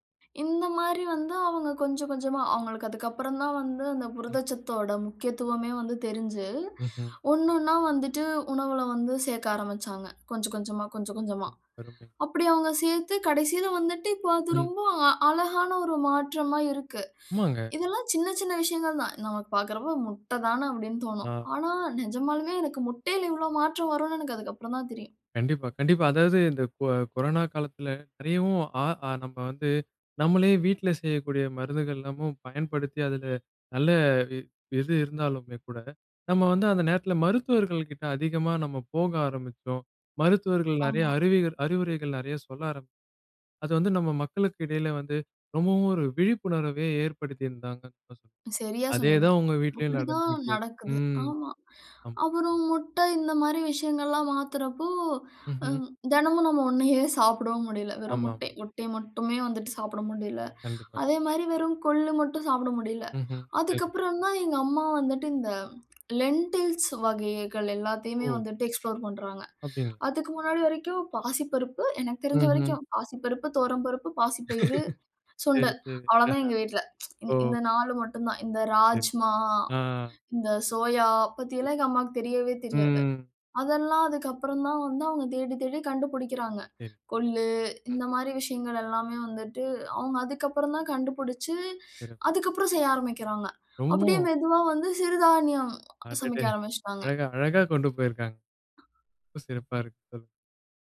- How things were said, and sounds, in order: other background noise; horn; other noise; unintelligible speech; in English: "லெண்டில்ஸ்"; in English: "எக்ஸ்ப்ளோர்"; laugh; tsk; unintelligible speech; unintelligible speech
- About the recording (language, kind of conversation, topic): Tamil, podcast, உங்கள் உணவுப் பழக்கத்தில் ஒரு எளிய மாற்றம் செய்து பார்த்த அனுபவத்தைச் சொல்ல முடியுமா?